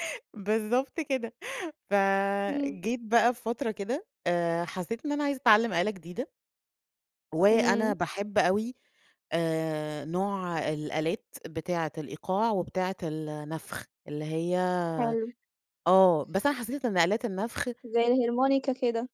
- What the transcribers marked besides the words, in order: tapping
- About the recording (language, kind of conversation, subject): Arabic, podcast, إزاي الهواية بتأثر على صحتك النفسية؟